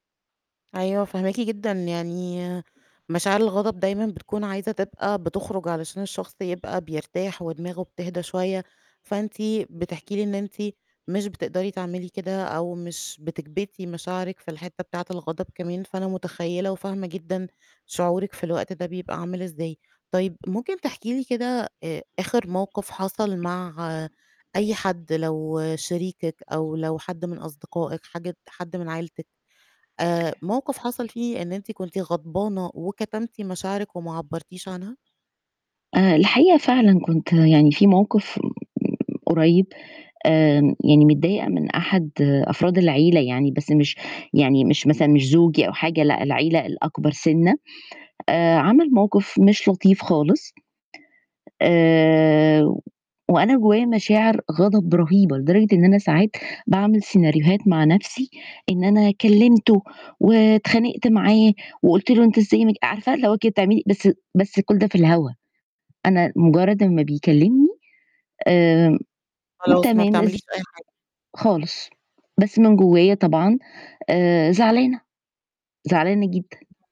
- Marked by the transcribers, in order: background speech; distorted speech
- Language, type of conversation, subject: Arabic, advice, إزاي أقدر أعبّر عن مشاعري الحقيقية في العلاقة؟